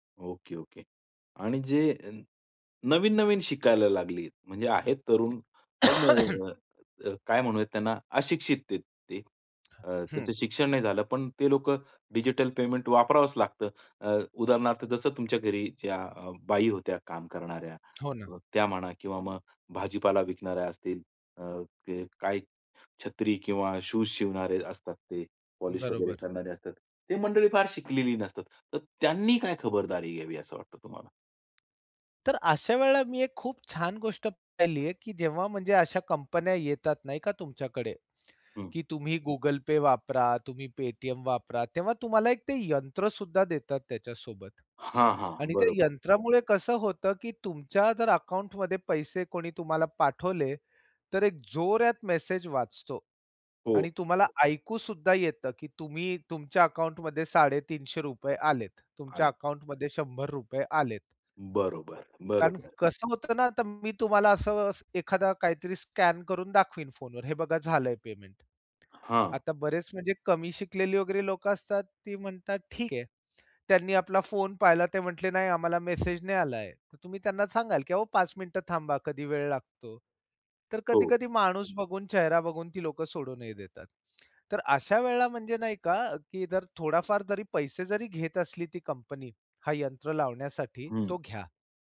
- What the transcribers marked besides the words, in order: tapping; cough; other background noise; in English: "स्कॅन"
- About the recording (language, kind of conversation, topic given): Marathi, podcast, डिजिटल पेमेंट्स वापरताना तुम्हाला कशाची काळजी वाटते?